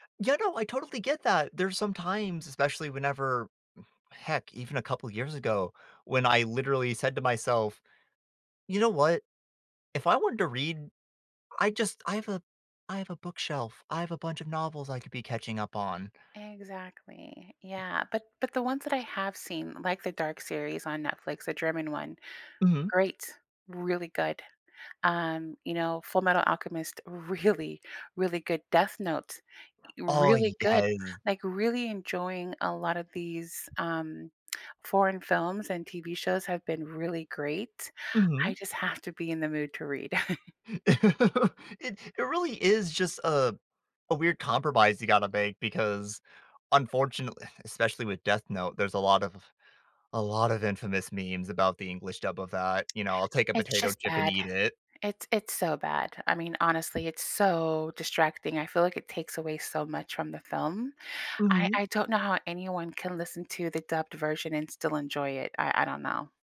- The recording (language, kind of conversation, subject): English, unstructured, Should I choose subtitles or dubbing to feel more connected?
- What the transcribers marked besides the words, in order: other background noise; laughing while speaking: "really"; chuckle; tapping; stressed: "so"